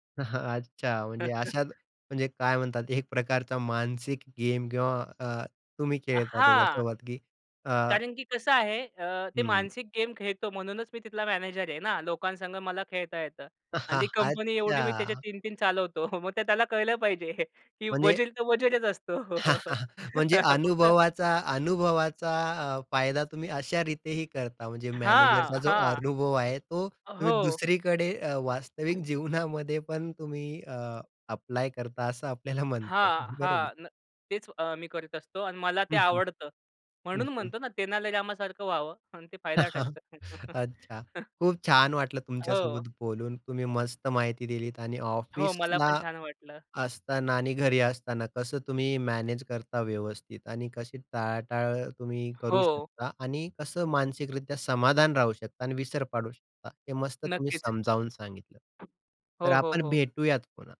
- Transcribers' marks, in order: chuckle; tapping; laughing while speaking: "अ, हां"; laughing while speaking: "चालवतो. मग ते त्याला कळलं पाहिजे की वजीर तर वजीरच असतो. फक्त"; chuckle; laughing while speaking: "जीवनामध्ये पण"; other background noise; laughing while speaking: "म्हणता येईल. बरोबर"; laugh
- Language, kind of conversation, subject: Marathi, podcast, काम घरात घुसून येऊ नये यासाठी तुम्ही काय करता?